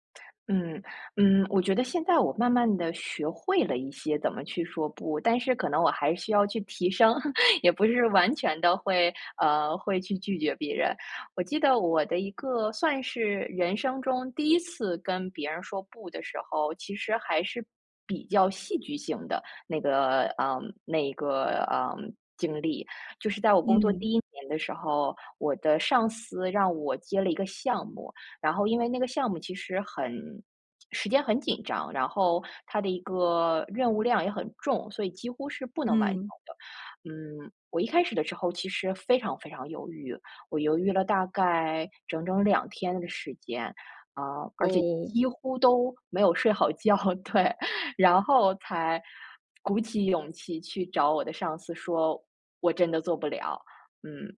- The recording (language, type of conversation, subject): Chinese, podcast, 你是怎么学会说“不”的？
- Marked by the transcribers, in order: other noise; chuckle; laughing while speaking: "睡好觉，对"